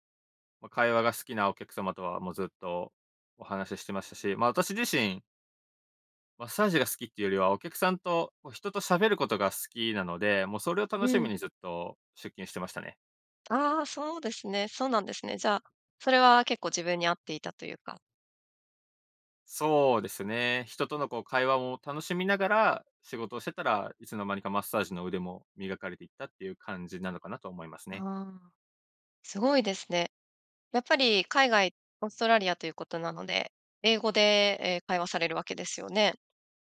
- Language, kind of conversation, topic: Japanese, podcast, 初めて一人でやり遂げたことは何ですか？
- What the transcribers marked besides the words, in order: none